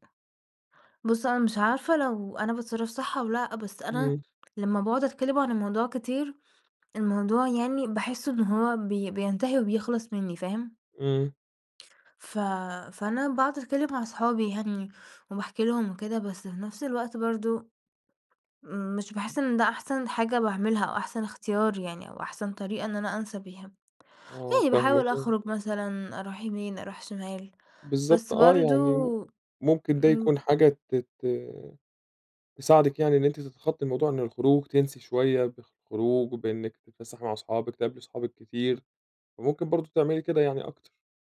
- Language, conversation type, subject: Arabic, advice, إزاي أتعامل لما أشوف شريكي السابق مع حد جديد؟
- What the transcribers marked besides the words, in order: tapping